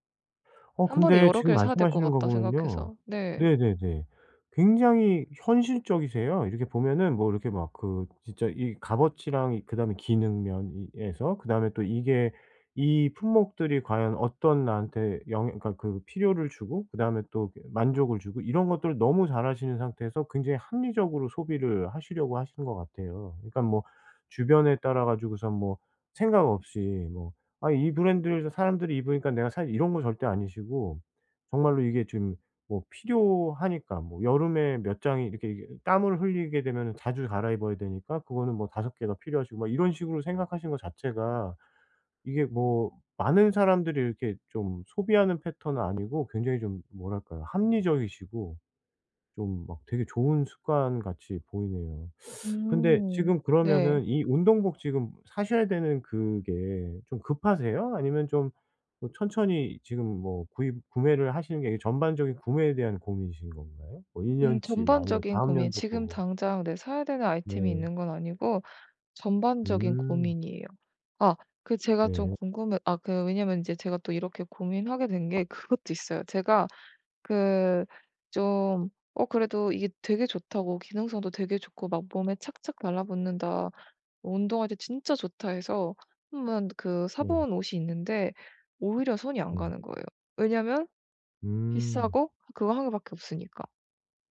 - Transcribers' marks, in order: other background noise; teeth sucking; tapping
- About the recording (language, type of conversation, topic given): Korean, advice, 예산이 한정된 상황에서 어떻게 하면 좋은 선택을 할 수 있을까요?